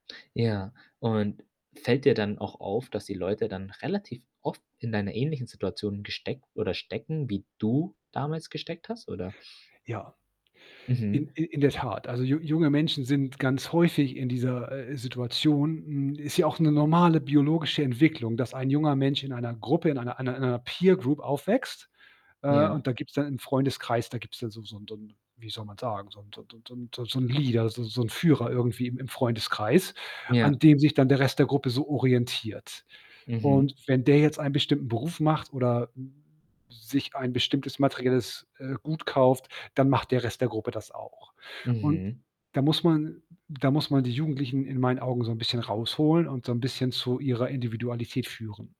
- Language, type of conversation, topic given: German, podcast, Wie triffst du Entscheidungen, die zu deinen Werten passen?
- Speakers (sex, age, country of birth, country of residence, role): male, 25-29, Germany, Germany, host; male, 40-44, Germany, Germany, guest
- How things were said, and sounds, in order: static; in English: "Peer Group"; other background noise